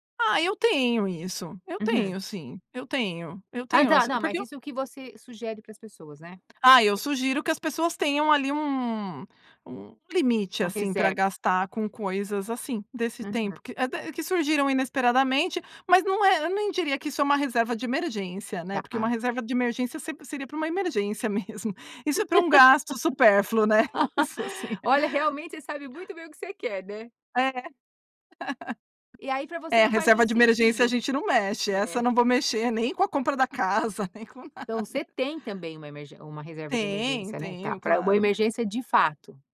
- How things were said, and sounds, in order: tapping; laugh; laughing while speaking: "isso sim"; laugh; laughing while speaking: "casa, nem com nada"
- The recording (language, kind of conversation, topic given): Portuguese, podcast, Como equilibrar o prazer imediato com metas de longo prazo?